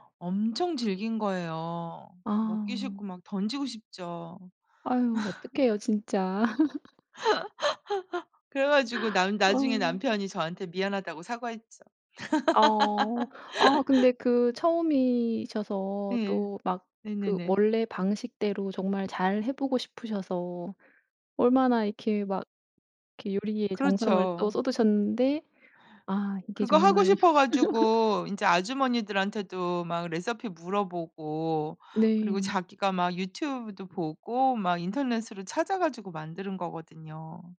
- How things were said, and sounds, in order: laugh; other background noise; laugh; laugh; laugh
- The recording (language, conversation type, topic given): Korean, podcast, 가족이 챙기는 특별한 음식이나 조리법이 있나요?